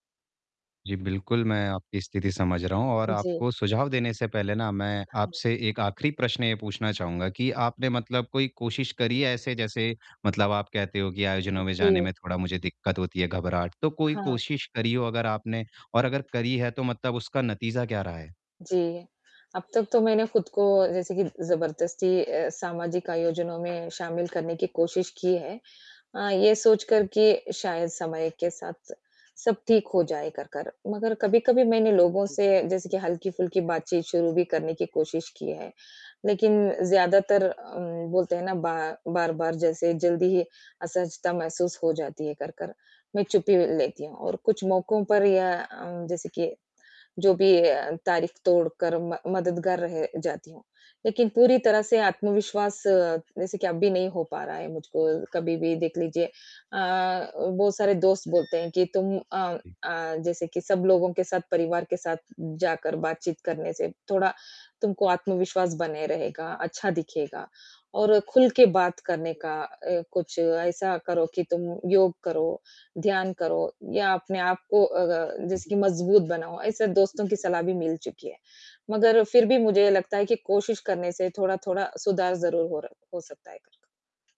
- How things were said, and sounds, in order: distorted speech; tapping; static; alarm
- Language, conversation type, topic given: Hindi, advice, सामाजिक आयोजनों में शामिल होने में मुझे कठिनाई क्यों होती है?